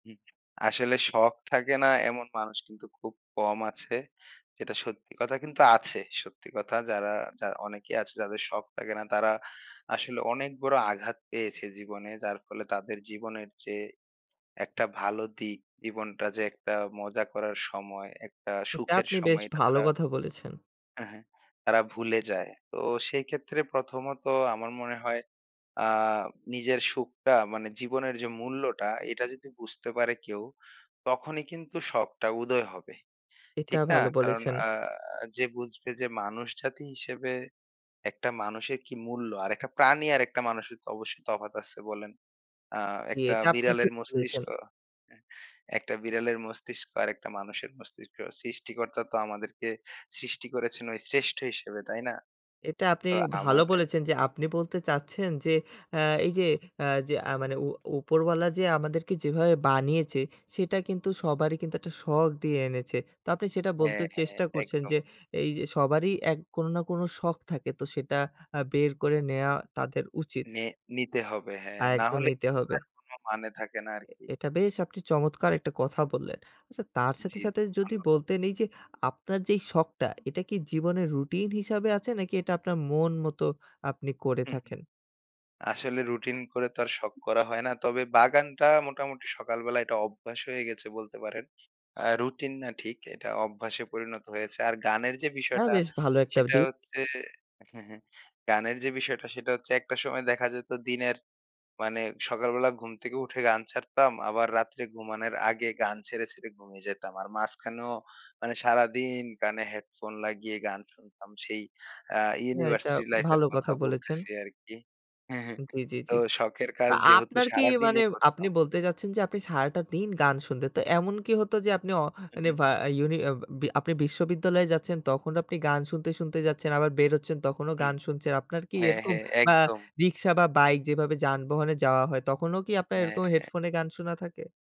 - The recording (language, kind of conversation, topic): Bengali, podcast, কোন শখ তোমার মানসিক শান্তি দেয়?
- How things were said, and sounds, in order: other noise